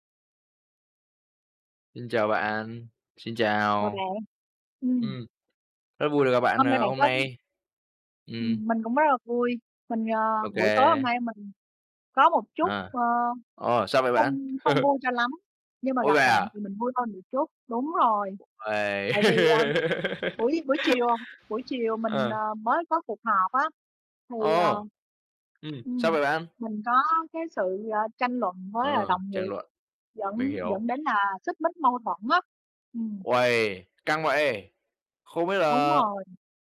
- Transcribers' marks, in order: tapping; other background noise; laugh; laugh; static
- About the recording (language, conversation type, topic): Vietnamese, unstructured, Bạn sẽ làm gì khi cả hai bên đều không chịu nhượng bộ?
- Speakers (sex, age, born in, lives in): female, 50-54, Vietnam, Vietnam; male, 20-24, Vietnam, Vietnam